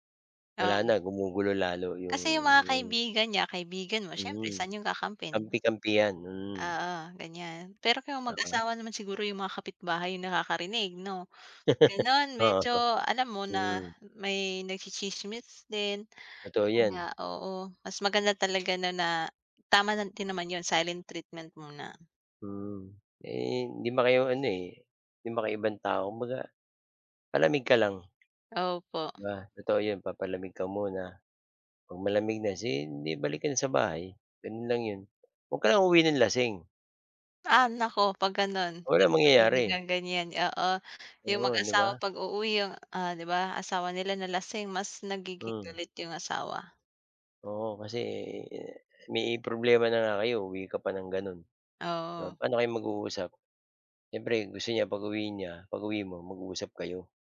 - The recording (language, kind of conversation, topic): Filipino, unstructured, Ano ang papel ng komunikasyon sa pag-aayos ng sama ng loob?
- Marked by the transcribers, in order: tapping; "kakampihan" said as "kakampin"; other background noise; chuckle; unintelligible speech